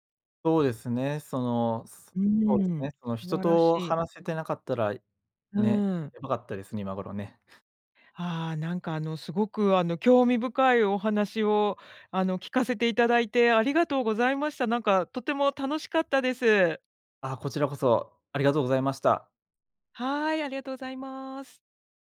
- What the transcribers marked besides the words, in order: none
- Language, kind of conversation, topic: Japanese, podcast, 失敗からどのようなことを学びましたか？